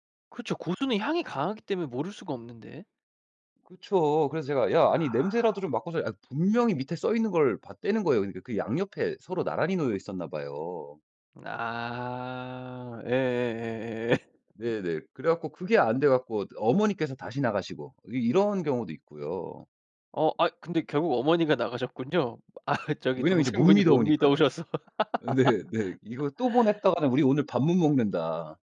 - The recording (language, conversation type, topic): Korean, podcast, 같이 요리하다가 생긴 웃긴 에피소드가 있나요?
- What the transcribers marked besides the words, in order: laugh; laugh; laughing while speaking: "아 저기 동생분이 못 미더우셔서"; laughing while speaking: "네네"; laugh